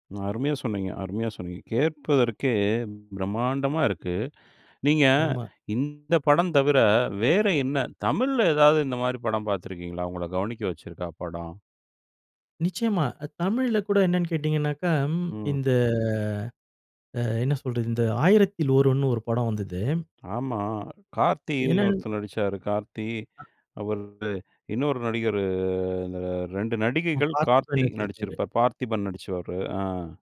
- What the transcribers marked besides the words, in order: drawn out: "இந்த"; "அவரோடு" said as "அவர்டு"; drawn out: "நடிகரு"; other background noise; "நடிச்சிருப்பாரு" said as "நடிச்சவரு"
- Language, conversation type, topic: Tamil, podcast, ஒரு திரைப்படம் உங்களின் கவனத்தை ஈர்த்ததற்கு காரணம் என்ன?